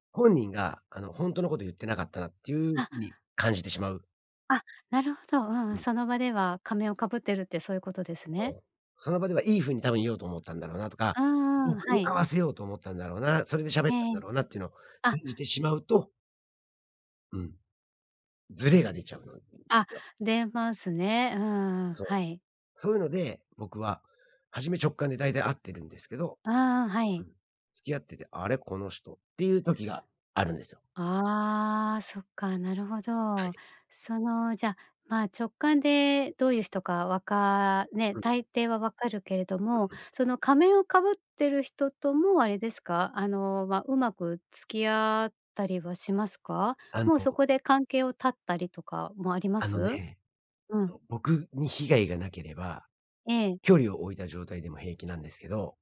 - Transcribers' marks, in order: unintelligible speech; other background noise
- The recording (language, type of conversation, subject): Japanese, podcast, 直感と理屈、普段どっちを優先する？